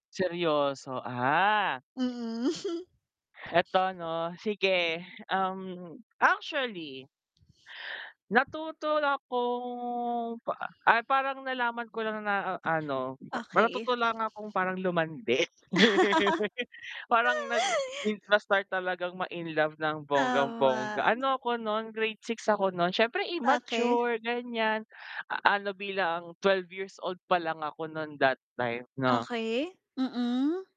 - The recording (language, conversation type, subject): Filipino, unstructured, Paano mo malalaman kung handa ka na para sa isang seryosong relasyon?
- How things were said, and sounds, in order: static; chuckle; tapping; drawn out: "na kong"; other background noise; mechanical hum; laughing while speaking: "lumandi"; laugh